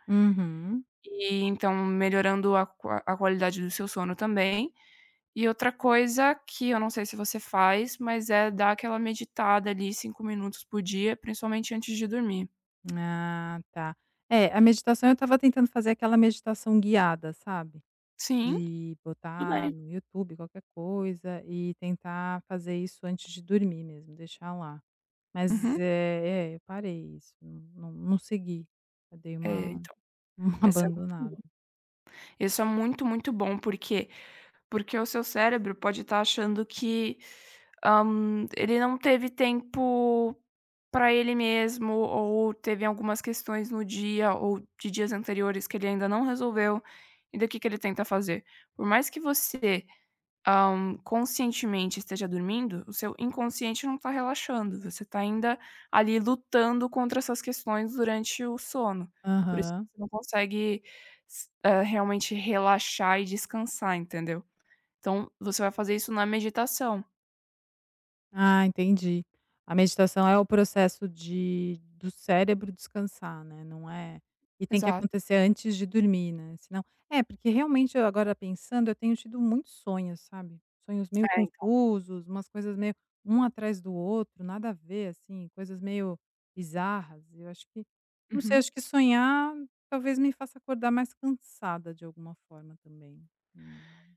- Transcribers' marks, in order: tongue click; laughing while speaking: "uma"; tapping; other background noise
- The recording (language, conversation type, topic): Portuguese, advice, Por que ainda me sinto tão cansado todas as manhãs, mesmo dormindo bastante?
- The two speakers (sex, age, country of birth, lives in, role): female, 20-24, Italy, Italy, advisor; female, 45-49, Brazil, Italy, user